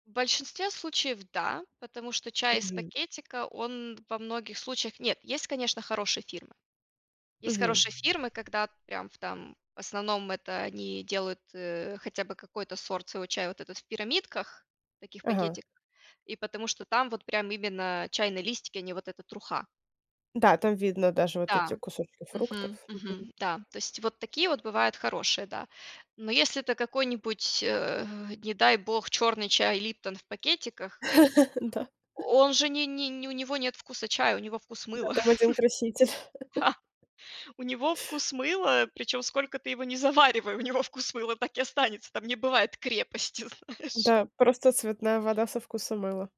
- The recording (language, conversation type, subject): Russian, podcast, Как вы выбираете вещи при ограниченном бюджете?
- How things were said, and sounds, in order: tapping; chuckle; other background noise; laughing while speaking: "Да"; other noise; chuckle; laughing while speaking: "не заваривай, у него вкус … бывает крепости знаешь"